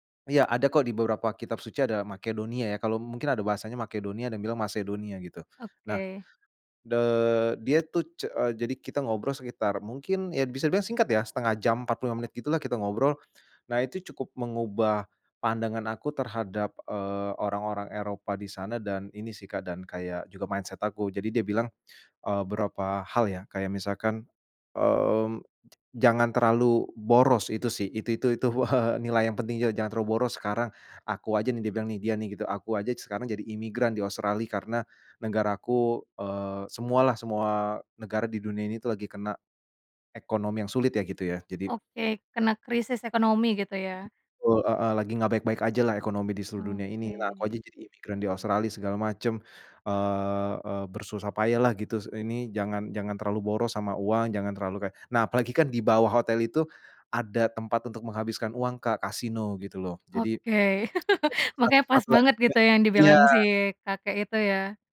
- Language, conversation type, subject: Indonesian, podcast, Pernahkah kamu mengalami pertemuan singkat yang mengubah cara pandangmu?
- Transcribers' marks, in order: in English: "mindset"; chuckle; "Australia" said as "Australi"; other background noise; "Australia" said as "Australi"; chuckle; tsk; unintelligible speech